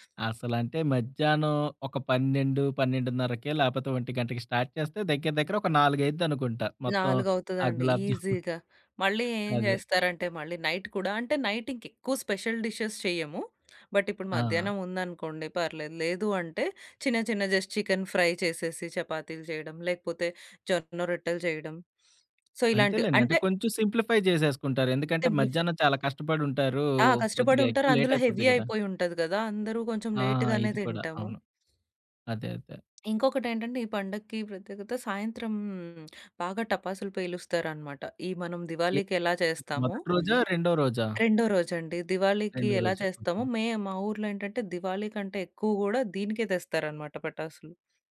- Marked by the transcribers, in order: in English: "స్టార్ట్"; in English: "ఈజీగా"; chuckle; in English: "నైట్"; in English: "నైట్"; in English: "స్పెషల్ డిషెస్"; in English: "బట్"; in English: "జస్ట్"; in English: "ఫ్రై"; in English: "సో"; in English: "సింప్లిఫై"; in English: "లేట్"; in English: "హెవీ"; in English: "లేట్"
- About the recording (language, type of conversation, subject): Telugu, podcast, పండుగల కోసం పెద్దగా వంట చేస్తే ఇంట్లో పనులను ఎలా పంచుకుంటారు?